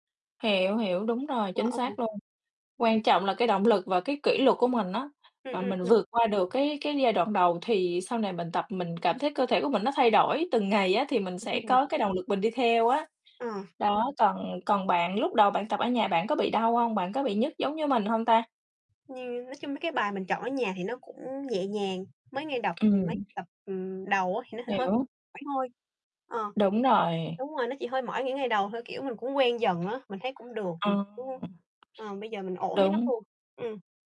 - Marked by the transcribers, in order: tapping; distorted speech; chuckle; other background noise; other noise
- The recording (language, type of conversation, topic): Vietnamese, unstructured, Bạn đã từng thử môn thể thao nào khiến bạn bất ngờ chưa?